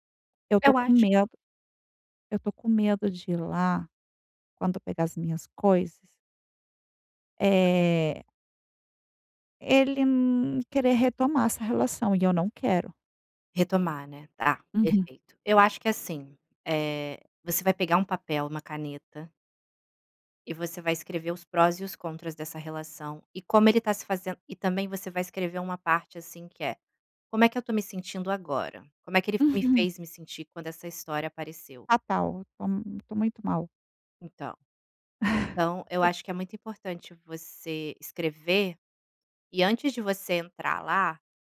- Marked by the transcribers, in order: other background noise; tapping; laughing while speaking: "Uhum"; chuckle
- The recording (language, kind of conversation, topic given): Portuguese, advice, Como posso lidar com um término recente e a dificuldade de aceitar a perda?